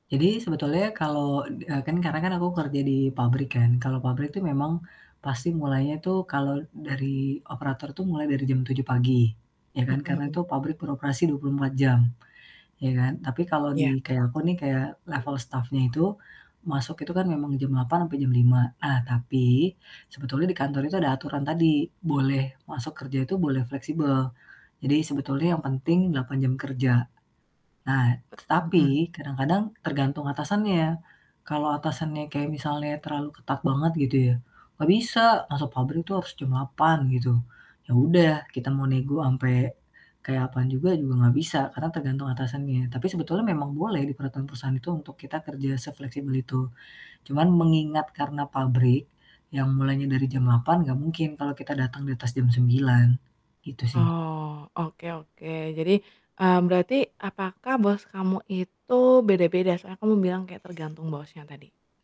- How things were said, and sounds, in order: other background noise
- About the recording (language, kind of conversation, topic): Indonesian, podcast, Bagaimana cara membicarakan jam kerja fleksibel dengan atasan?